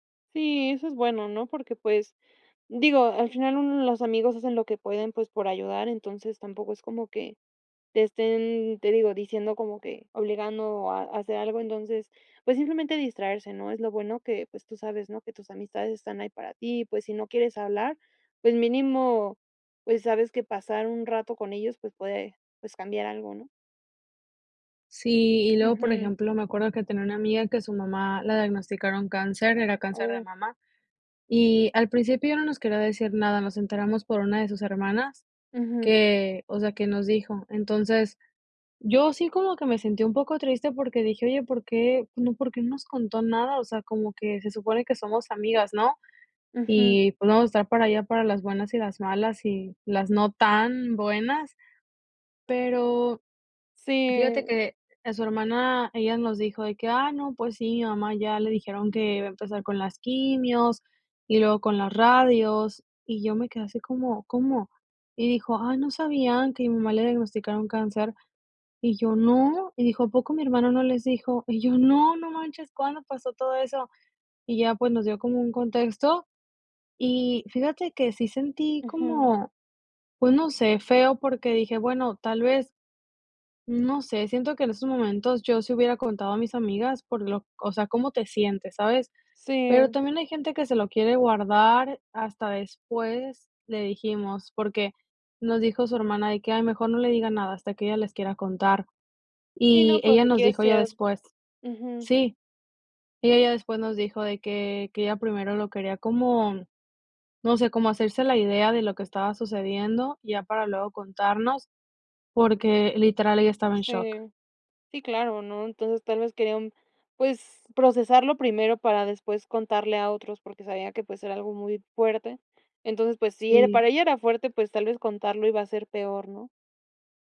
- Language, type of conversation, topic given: Spanish, podcast, ¿Cómo ayudas a un amigo que está pasándolo mal?
- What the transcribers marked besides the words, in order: other background noise